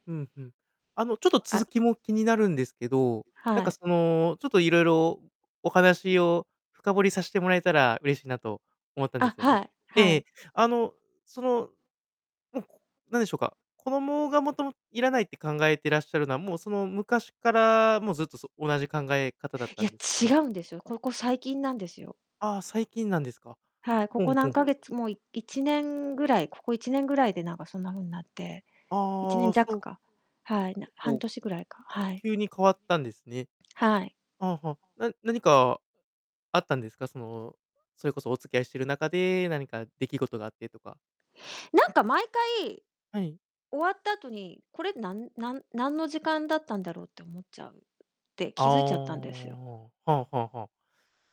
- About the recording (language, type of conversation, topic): Japanese, advice, 新しい恋に踏み出すのが怖くてデートを断ってしまうのですが、どうしたらいいですか？
- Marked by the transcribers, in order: distorted speech